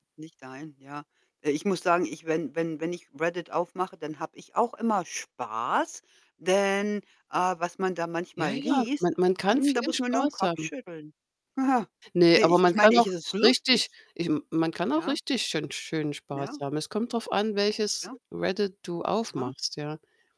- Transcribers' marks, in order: static
- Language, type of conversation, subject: German, unstructured, Welche Rolle spielen soziale Medien in der Politik?